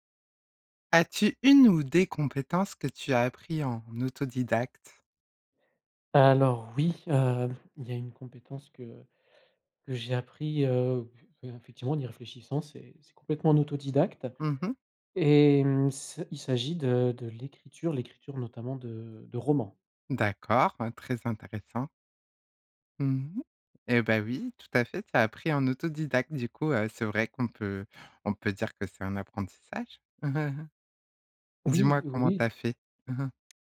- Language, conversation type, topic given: French, podcast, Quelle compétence as-tu apprise en autodidacte ?
- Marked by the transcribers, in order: chuckle